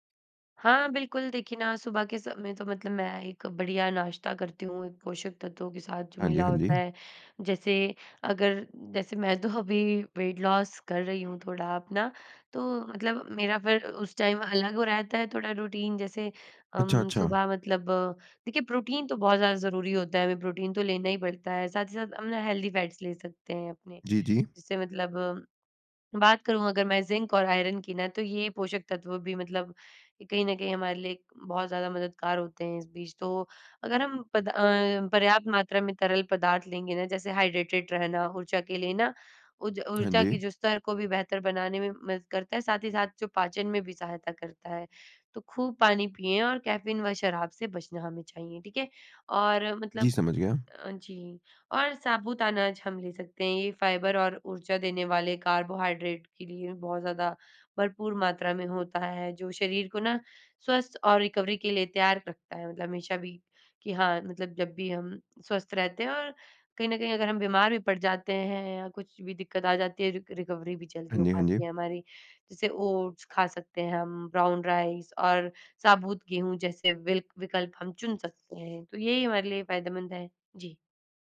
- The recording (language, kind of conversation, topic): Hindi, podcast, रिकवरी के दौरान खाने-पीने में आप क्या बदलाव करते हैं?
- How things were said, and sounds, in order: in English: "वेट लॉस"; in English: "टाइम"; in English: "रूटीन"; in English: "हाइड्रेटेड"; in English: "रिकवरी"; in English: "रि रिकवरी"